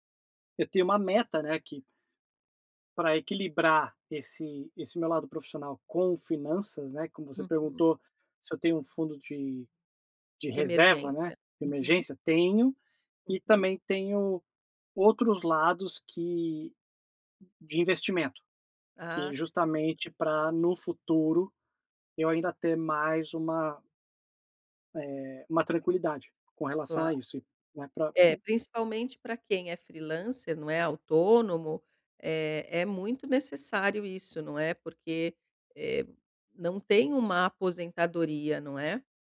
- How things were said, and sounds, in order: none
- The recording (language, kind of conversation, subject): Portuguese, advice, Como equilibrar o crescimento da minha empresa com a saúde financeira?